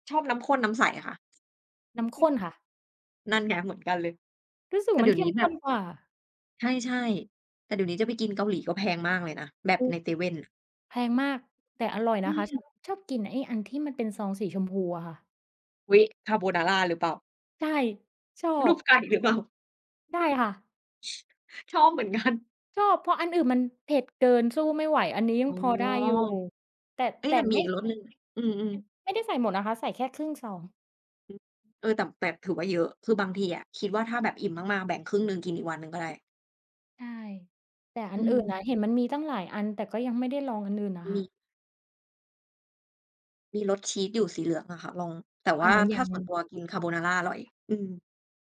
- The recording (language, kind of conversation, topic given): Thai, unstructured, คุณชอบทำกิจกรรมอะไรกับครอบครัวของคุณมากที่สุด?
- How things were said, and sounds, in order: other noise; laughing while speaking: "หรือเปล่า ?"; laughing while speaking: "กัน"